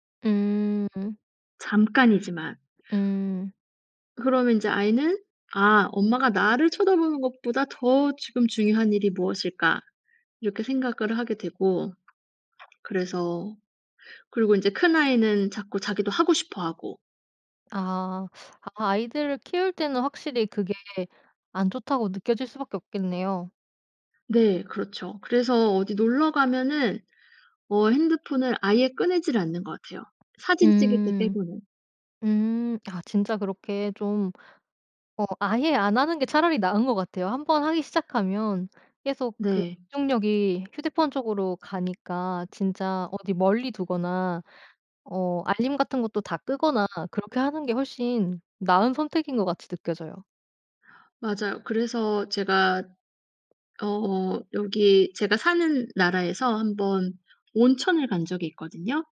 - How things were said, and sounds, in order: other background noise; tapping
- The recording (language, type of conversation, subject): Korean, podcast, 휴대폰 없이도 잘 집중할 수 있나요?